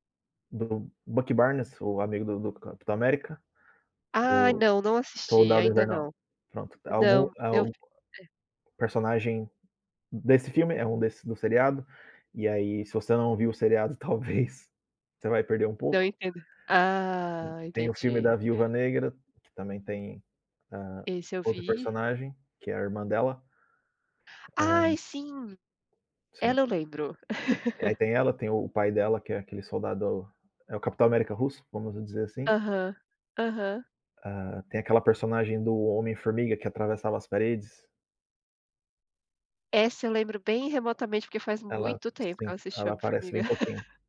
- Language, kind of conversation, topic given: Portuguese, unstructured, Os filmes de super-heróis são bons ou estão saturando o mercado?
- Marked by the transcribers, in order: tapping; laughing while speaking: "talvez"; drawn out: "Ah"; other background noise; laugh; laugh